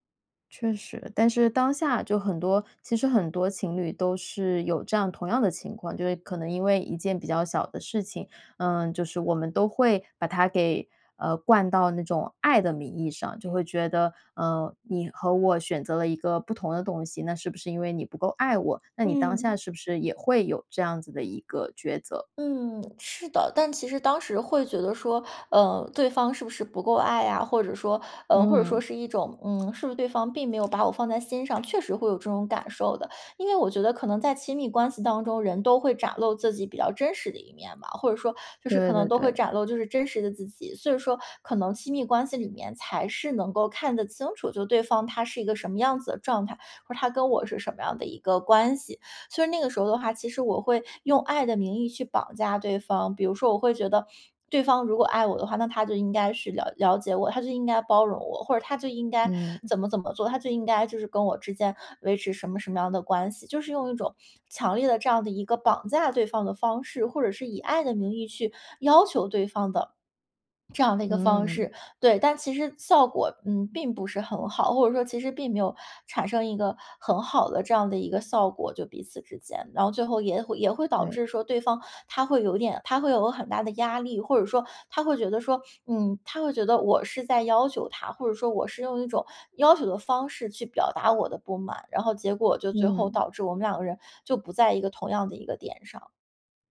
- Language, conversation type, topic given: Chinese, podcast, 在亲密关系里你怎么表达不满？
- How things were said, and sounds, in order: tongue click; other background noise; swallow